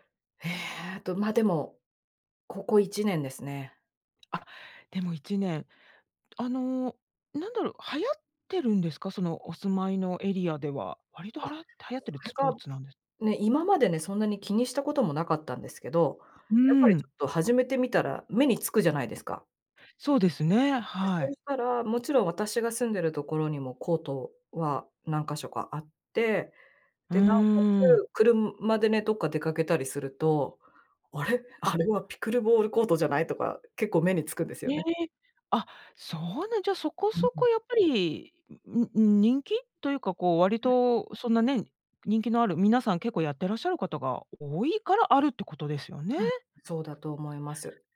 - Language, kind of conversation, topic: Japanese, podcast, 最近ハマっている遊びや、夢中になっている創作活動は何ですか？
- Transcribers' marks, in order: unintelligible speech; "スポーツ" said as "ツポーツ"; unintelligible speech